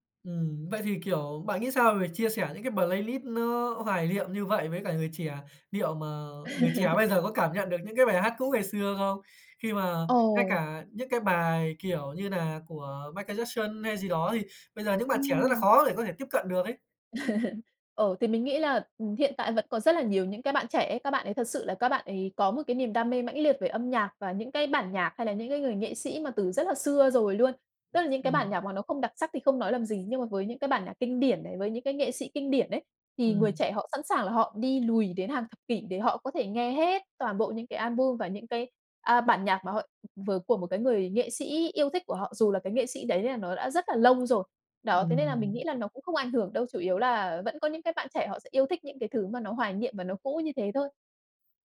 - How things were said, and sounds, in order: in English: "bờ lây lít"; "playlist" said as "bờ lây lít"; laugh; tapping; laugh
- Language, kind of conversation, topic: Vietnamese, podcast, Bạn có hay nghe lại những bài hát cũ để hoài niệm không, và vì sao?